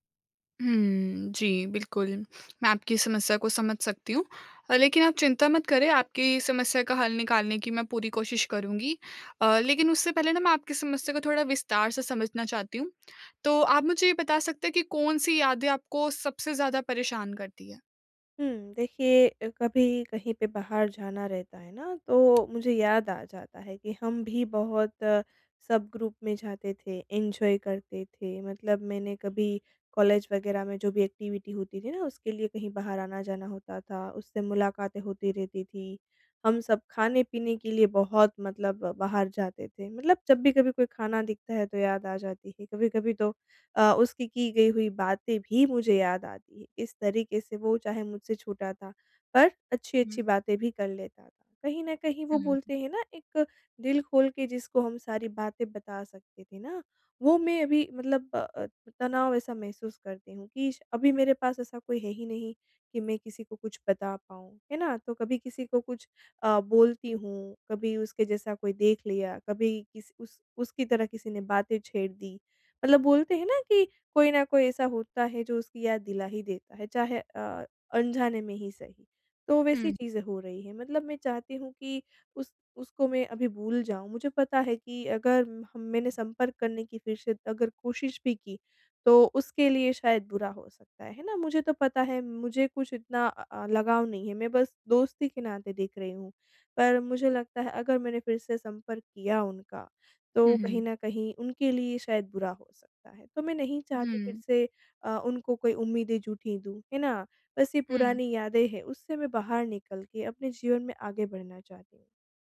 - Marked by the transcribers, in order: tapping; in English: "ग्रुप"; in English: "एन्जॉय"; in English: "एक्टिविटी"
- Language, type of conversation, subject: Hindi, advice, पुरानी यादों के साथ कैसे सकारात्मक तरीके से आगे बढ़ूँ?